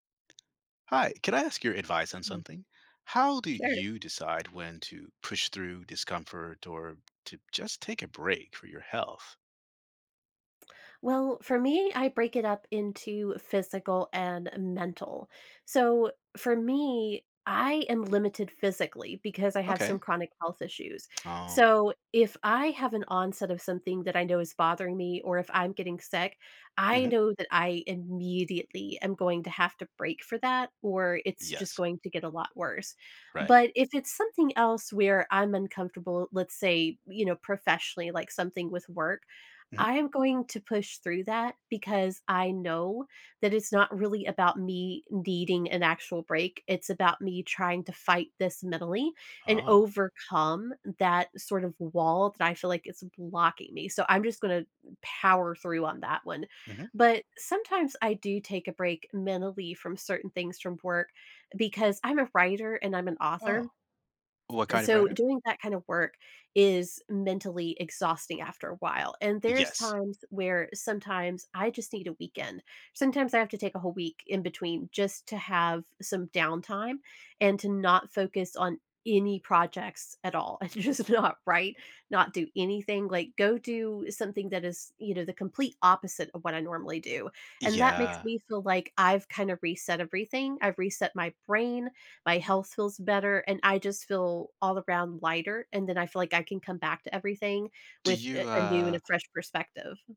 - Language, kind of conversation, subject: English, unstructured, When should I push through discomfort versus resting for my health?
- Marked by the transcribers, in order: tapping; other background noise; tsk; laughing while speaking: "and just not write"